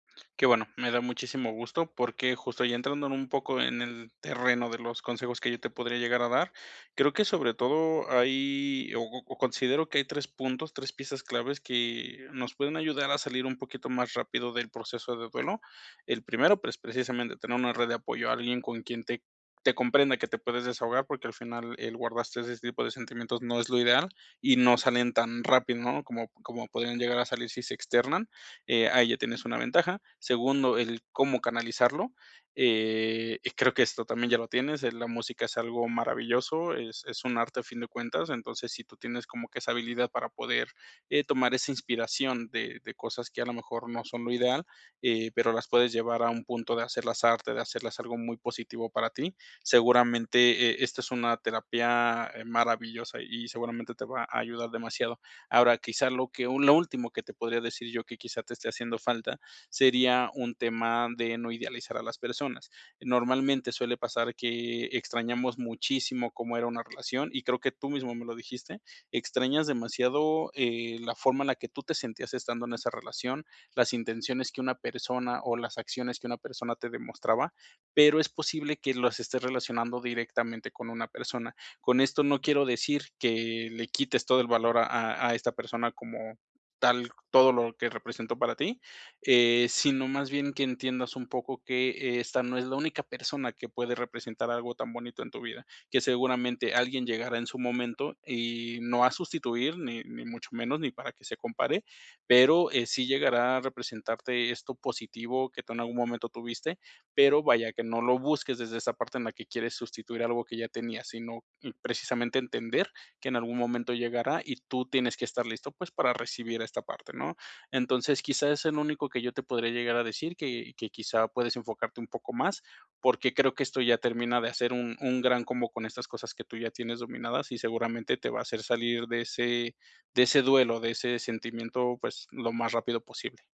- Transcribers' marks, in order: none
- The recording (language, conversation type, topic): Spanish, advice, ¿Cómo puedo sobrellevar las despedidas y los cambios importantes?